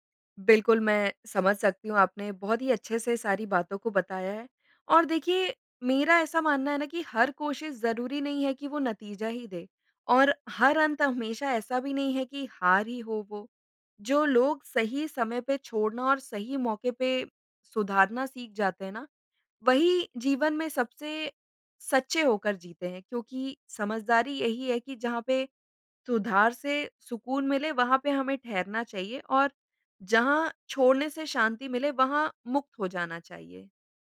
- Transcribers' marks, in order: none
- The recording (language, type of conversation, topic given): Hindi, podcast, किसी रिश्ते, काम या स्थिति में आप यह कैसे तय करते हैं कि कब छोड़ देना चाहिए और कब उसे सुधारने की कोशिश करनी चाहिए?